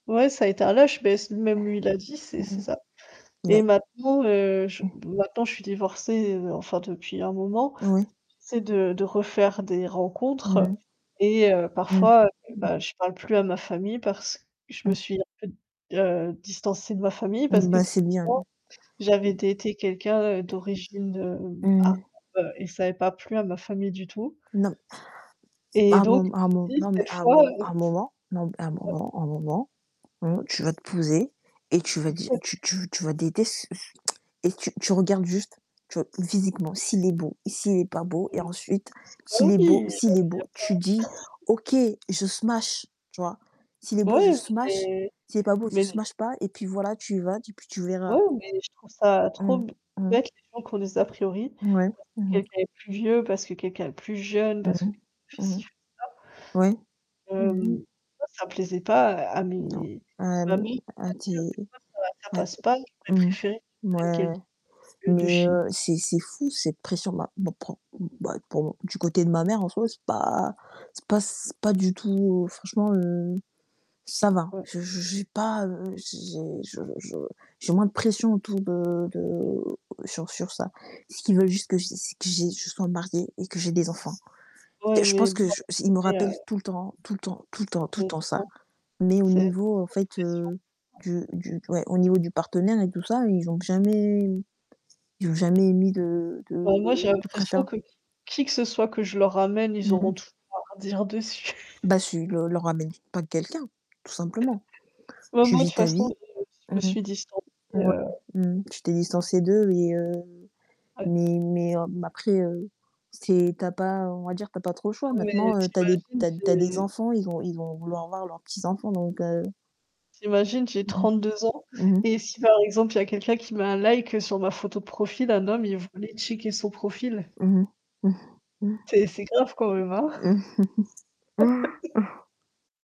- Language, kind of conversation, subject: French, unstructured, La gestion des attentes familiales est-elle plus délicate dans une amitié ou dans une relation amoureuse ?
- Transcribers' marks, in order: static; other background noise; distorted speech; background speech; mechanical hum; unintelligible speech; in English: "daté"; tapping; tsk; in English: "smash"; chuckle; in English: "smash"; in English: "smash"; unintelligible speech; unintelligible speech; laughing while speaking: "dessus"; chuckle; laugh